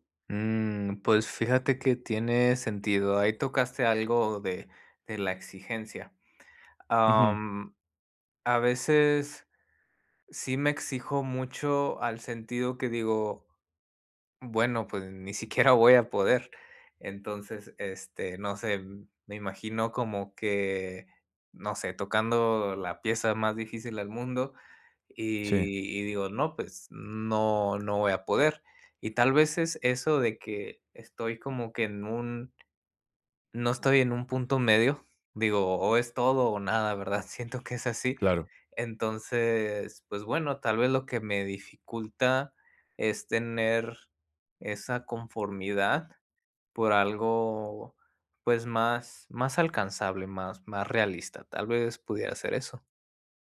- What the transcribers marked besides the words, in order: tapping
- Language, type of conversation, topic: Spanish, advice, ¿Cómo puedo encontrarle sentido a mi trabajo diario si siento que no tiene propósito?